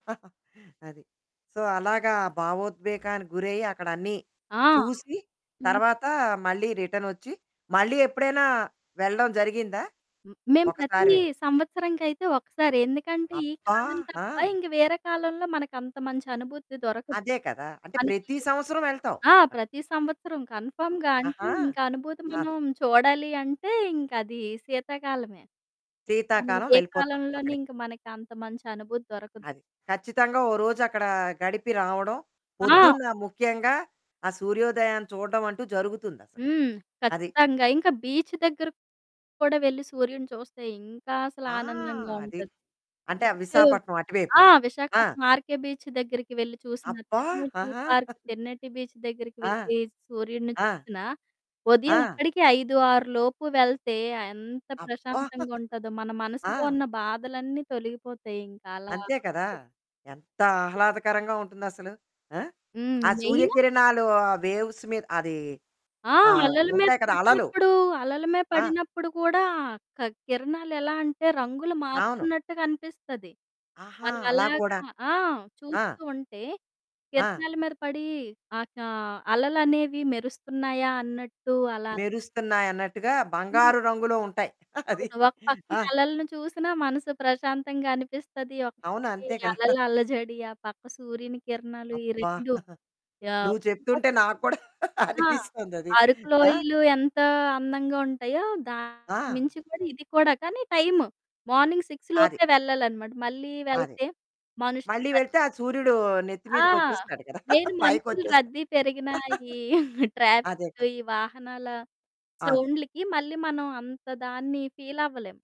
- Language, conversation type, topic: Telugu, podcast, సూర్యోదయాన్ని చూస్తున్నప్పుడు మీరు ఎలాంటి భావోద్వేగాలను అనుభవిస్తారు?
- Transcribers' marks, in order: giggle; in English: "సో"; other background noise; in English: "కన్ఫర్మ్‌గా"; in English: "బీచ్"; distorted speech; giggle; chuckle; tapping; in English: "మెయిన్"; in English: "వేవ్స్"; laughing while speaking: "అది"; giggle; giggle; laughing while speaking: "అనిపిస్తోందది"; in English: "మార్నింగ్ సిక్స్"; laughing while speaking: "పైకొ వచ్చేస్"; giggle